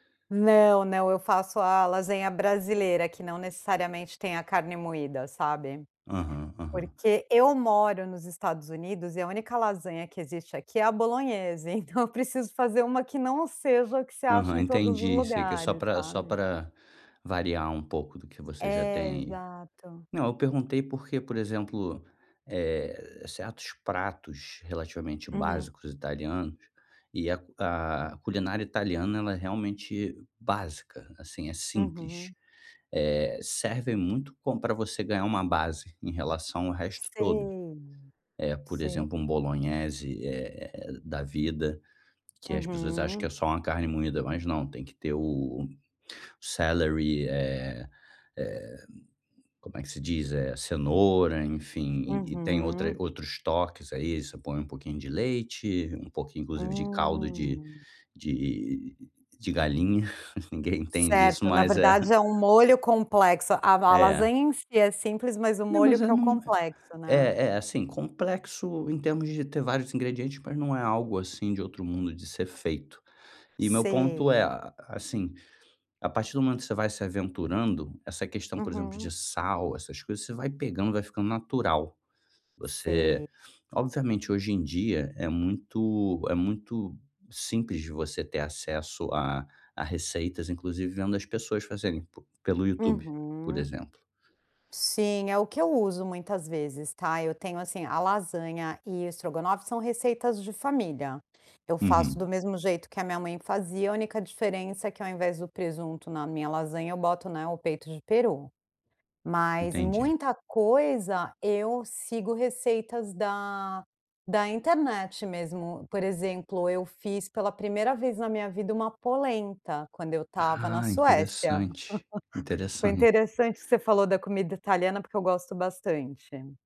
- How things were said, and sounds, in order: other background noise; laughing while speaking: "então"; in English: "celery"; laugh; laugh
- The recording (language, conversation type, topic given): Portuguese, advice, Como posso me sentir mais seguro ao cozinhar pratos novos?